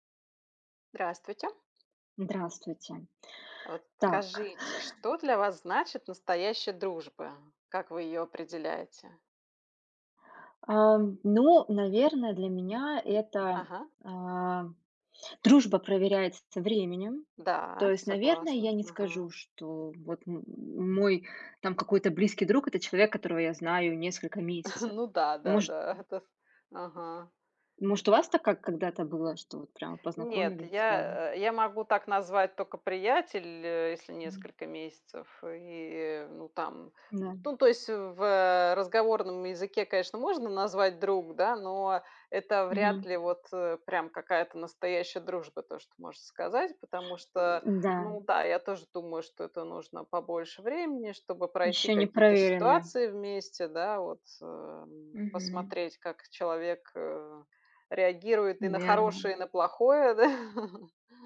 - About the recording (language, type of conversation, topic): Russian, unstructured, Что для вас значит настоящая дружба?
- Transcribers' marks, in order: other background noise; chuckle; tapping; laughing while speaking: "да"; chuckle